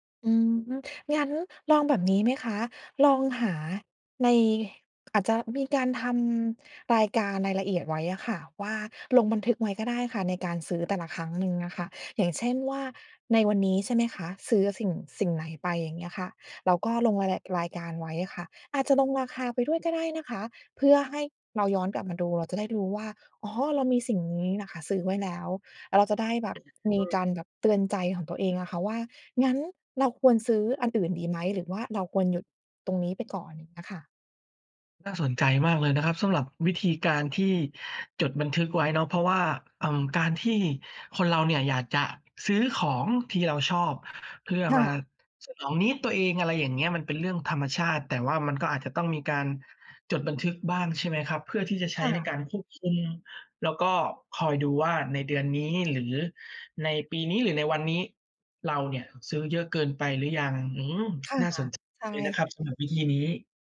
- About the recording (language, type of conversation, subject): Thai, advice, คุณมักซื้อของแบบฉับพลันแล้วเสียดายทีหลังบ่อยแค่ไหน และมักเป็นของประเภทไหน?
- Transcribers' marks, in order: background speech; tsk